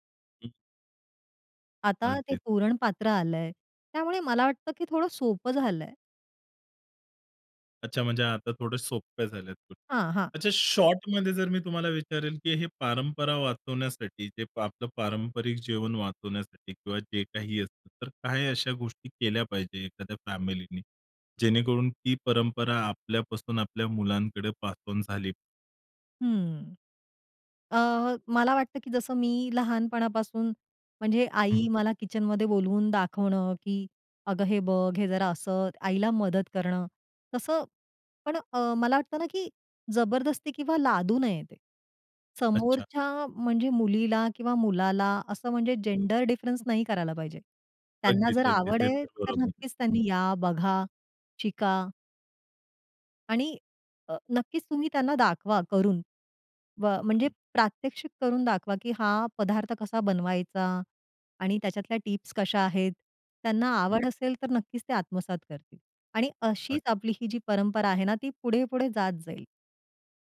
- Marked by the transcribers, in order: in English: "पास ऑन"; in English: "जेंडर डिफरन्स"; other noise; unintelligible speech; tapping; unintelligible speech; unintelligible speech
- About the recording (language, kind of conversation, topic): Marathi, podcast, तुमच्या घरच्या खास पारंपरिक जेवणाबद्दल तुम्हाला काय आठवतं?